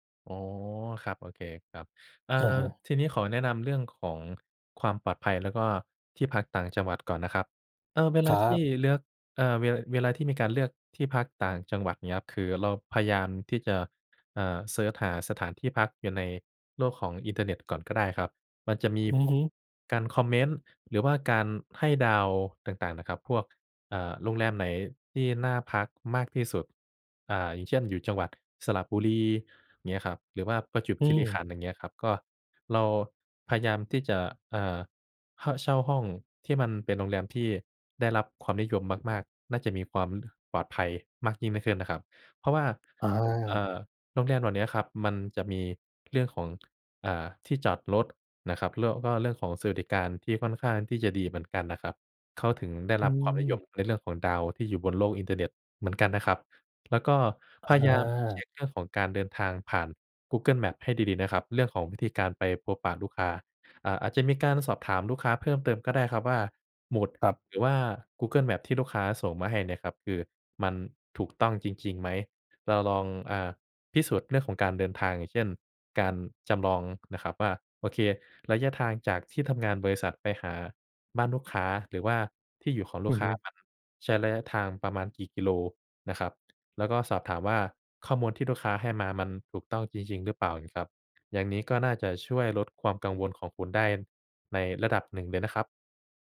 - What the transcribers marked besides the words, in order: other background noise
- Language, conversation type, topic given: Thai, advice, คุณปรับตัวอย่างไรหลังย้ายบ้านหรือย้ายไปอยู่เมืองไกลจากบ้าน?